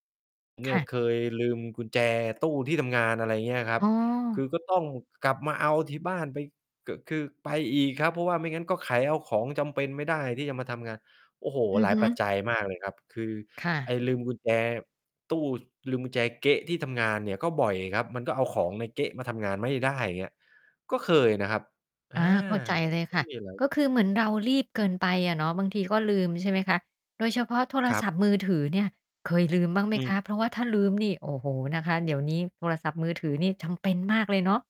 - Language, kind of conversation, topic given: Thai, podcast, ก่อนออกจากบ้านคุณมีพิธีเล็กๆ อะไรที่ทำเป็นประจำบ้างไหม?
- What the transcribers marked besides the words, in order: tapping